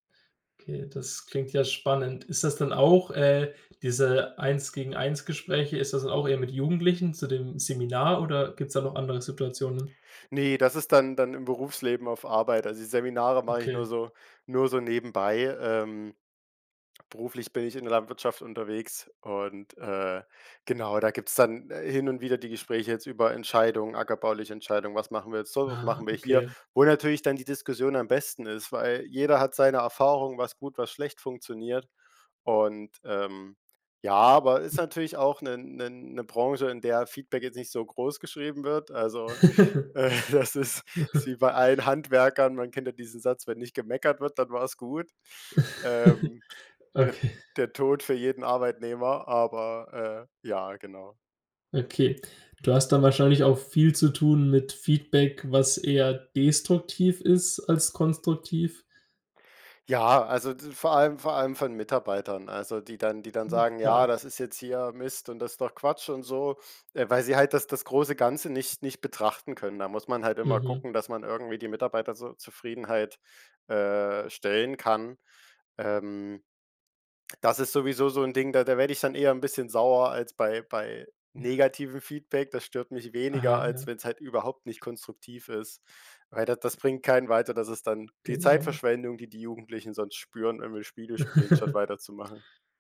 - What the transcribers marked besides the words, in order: "Eins-zu-eins-Gespräche" said as "Eins-gegen-eins-Gespräche"; other background noise; laugh; laughing while speaking: "äh, das ist"; joyful: "Wenn nicht gemeckert wird, dann … jeden Arbeitnehmer, aber"; laugh; laugh
- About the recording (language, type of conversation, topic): German, podcast, Wie kannst du Feedback nutzen, ohne dich kleinzumachen?